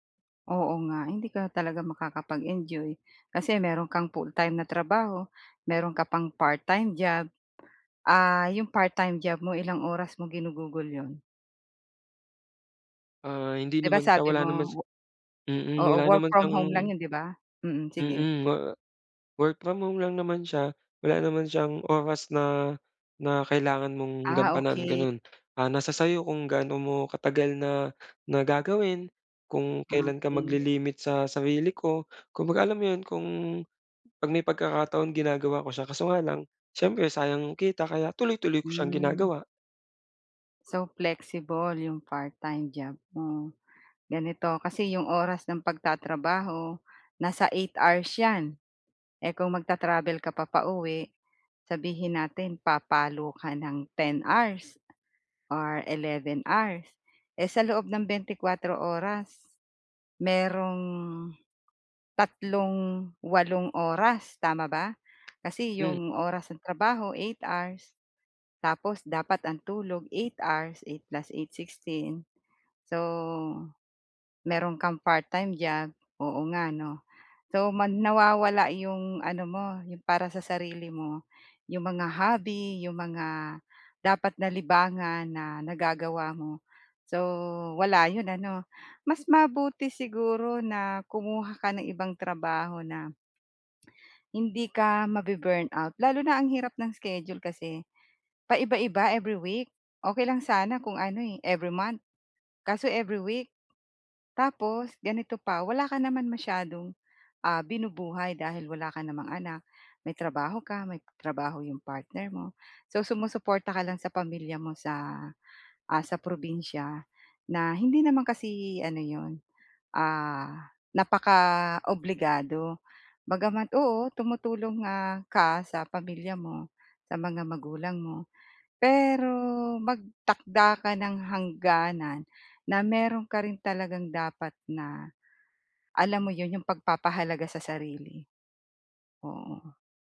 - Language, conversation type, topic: Filipino, advice, Paano ako magtatakda ng hangganan at maglalaan ng oras para sa sarili ko?
- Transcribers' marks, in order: tapping; other background noise